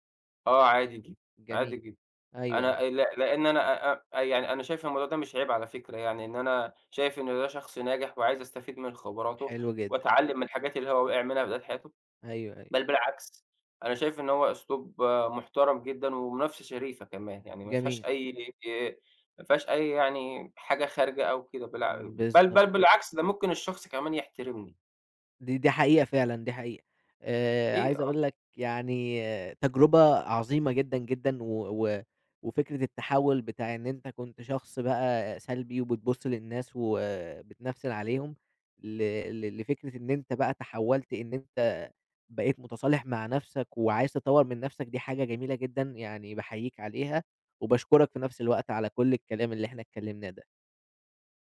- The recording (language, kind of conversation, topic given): Arabic, podcast, إزاي بتتعامل مع إنك تقارن نفسك بالناس التانيين؟
- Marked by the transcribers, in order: none